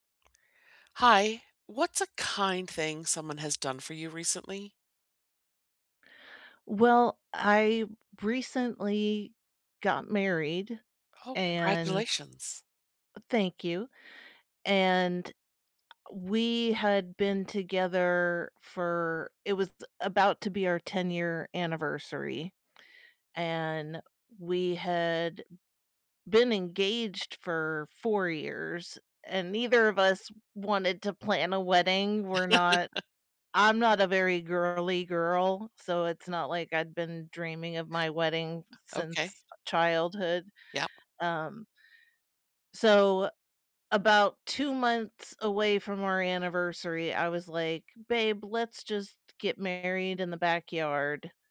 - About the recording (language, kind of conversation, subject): English, unstructured, What is a kind thing someone has done for you recently?
- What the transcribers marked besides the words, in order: chuckle; tapping